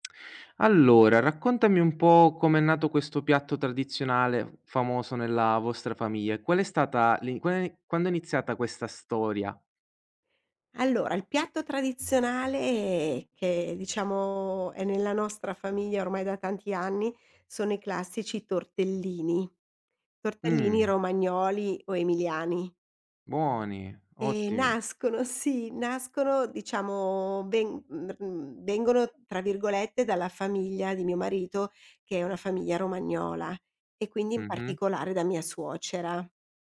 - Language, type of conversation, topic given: Italian, podcast, Qual è un piatto di famiglia che riesce a unire più generazioni?
- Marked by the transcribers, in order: tapping; lip smack; drawn out: "Mh"